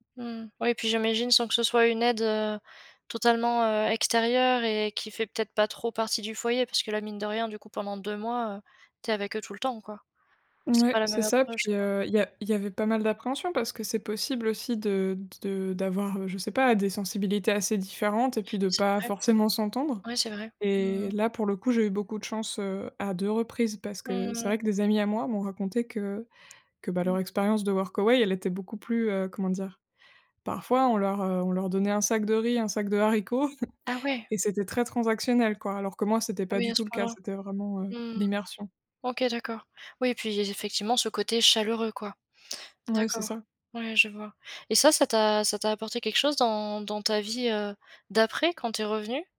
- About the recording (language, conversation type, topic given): French, podcast, Quel est un moment qui t’a vraiment fait grandir ?
- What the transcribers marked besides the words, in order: chuckle